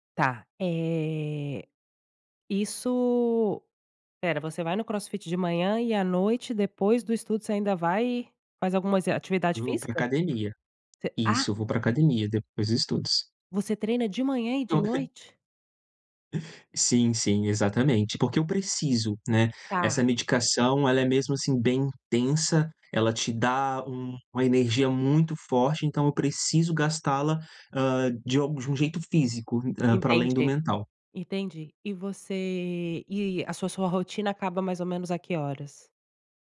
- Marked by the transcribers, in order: tapping; giggle
- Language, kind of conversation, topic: Portuguese, advice, Como posso recuperar a calma depois de ficar muito ansioso?